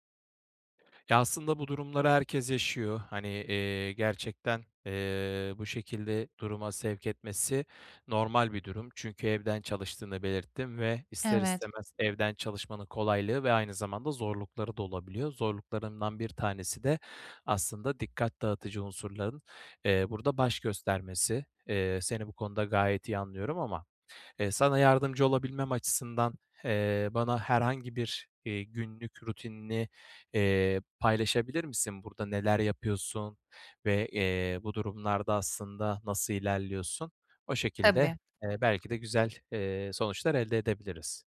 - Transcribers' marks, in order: none
- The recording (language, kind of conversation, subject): Turkish, advice, Yaratıcı çalışmalarım için dikkat dağıtıcıları nasıl azaltıp zamanımı nasıl koruyabilirim?